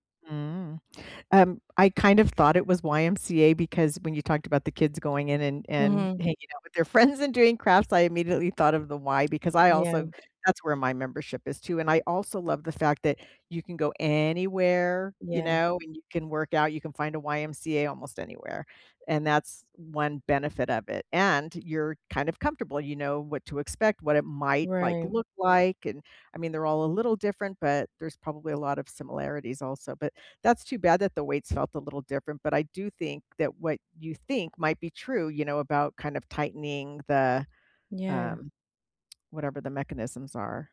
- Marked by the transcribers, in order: laughing while speaking: "friends"; tapping; other background noise; stressed: "anywhere"; tsk
- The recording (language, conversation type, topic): English, unstructured, What is the most rewarding part of staying physically active?
- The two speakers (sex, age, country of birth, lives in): female, 35-39, Mexico, United States; female, 60-64, United States, United States